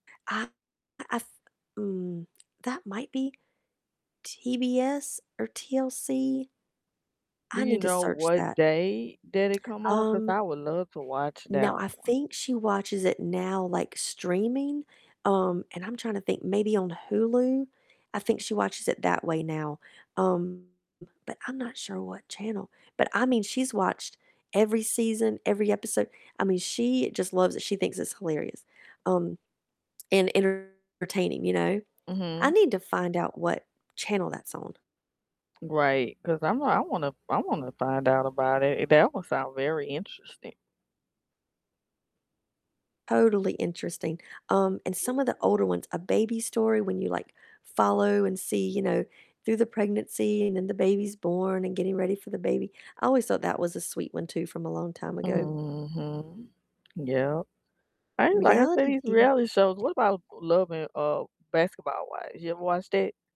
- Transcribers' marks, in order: distorted speech; other background noise; drawn out: "Mhm"
- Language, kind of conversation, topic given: English, unstructured, Which reality TV show do you secretly enjoy, and what about it keeps you hooked?
- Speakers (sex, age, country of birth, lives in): female, 40-44, United States, United States; female, 50-54, United States, United States